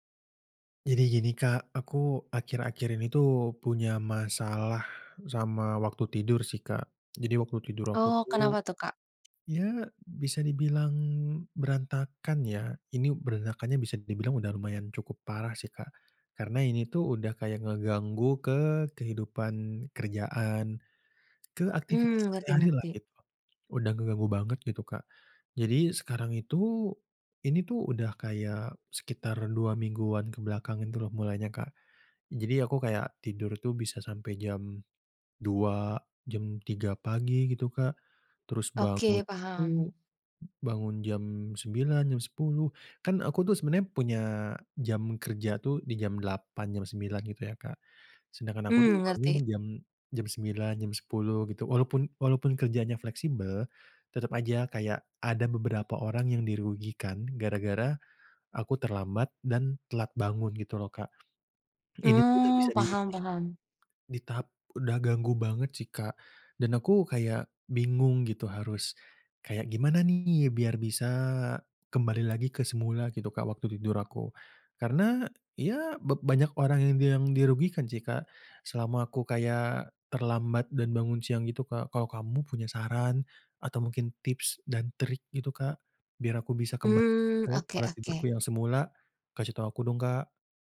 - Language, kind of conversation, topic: Indonesian, advice, Mengapa saya sulit tidur tepat waktu dan sering bangun terlambat?
- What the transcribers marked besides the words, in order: tapping; other background noise